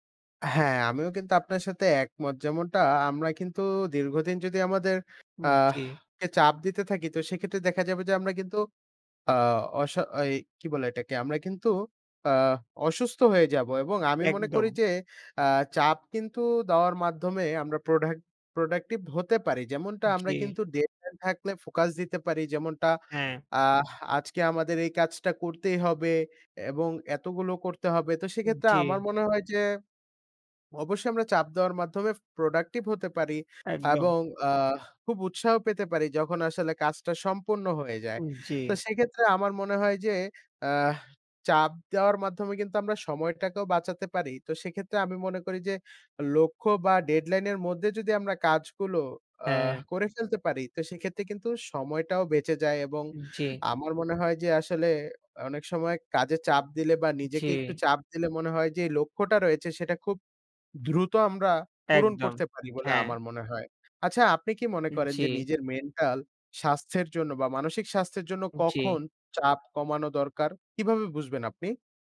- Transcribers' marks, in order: other background noise
- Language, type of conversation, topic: Bengali, unstructured, নিজের ওপর চাপ দেওয়া কখন উপকার করে, আর কখন ক্ষতি করে?